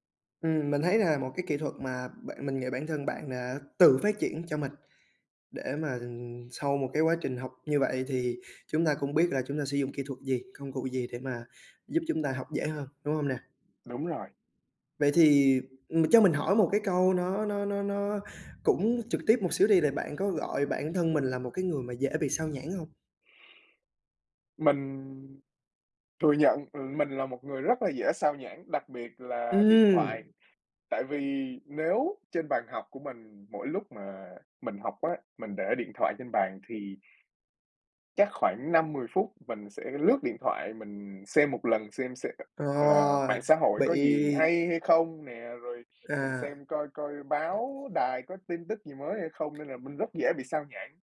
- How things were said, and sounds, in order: other background noise; tapping; other noise
- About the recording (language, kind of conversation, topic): Vietnamese, podcast, Bạn thường học theo cách nào hiệu quả nhất?